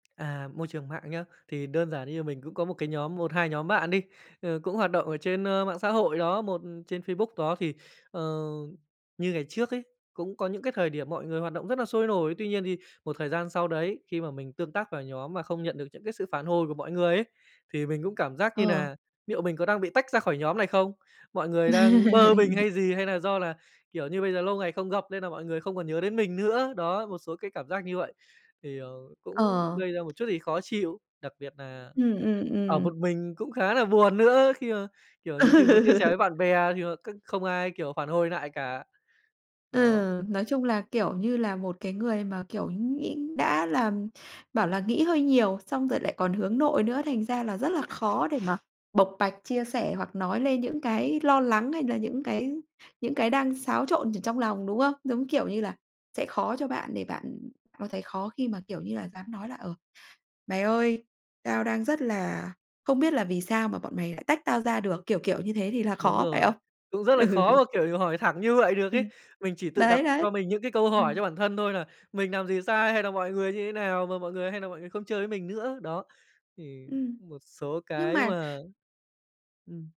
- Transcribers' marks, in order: tapping; laugh; laughing while speaking: "Ừ"; other background noise; laughing while speaking: "Ừ"; "làm" said as "nàm"
- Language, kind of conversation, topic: Vietnamese, podcast, Bạn nghĩ điều gì khiến một người dễ bị gạt ra ngoài nhóm?